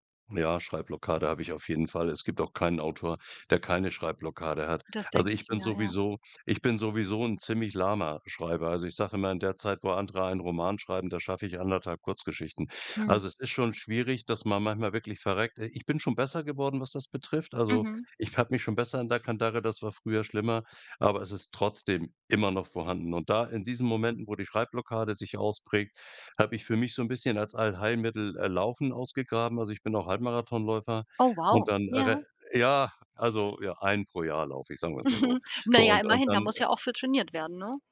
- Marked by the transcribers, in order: stressed: "immer noch"; chuckle
- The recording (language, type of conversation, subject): German, podcast, Was bringt dich dazu, kreativ loszulegen?